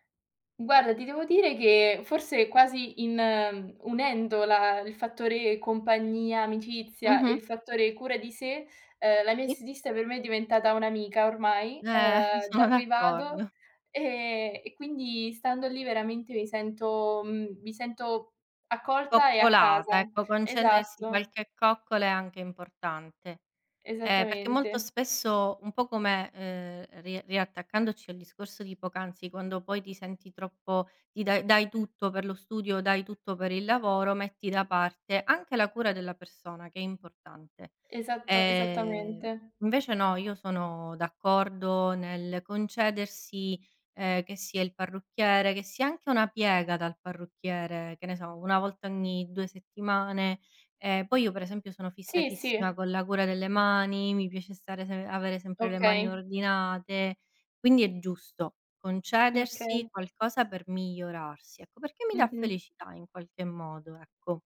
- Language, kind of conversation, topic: Italian, unstructured, Come riesci a bilanciare lavoro e vita personale mantenendo la felicità?
- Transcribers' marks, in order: laughing while speaking: "sono d'accordo"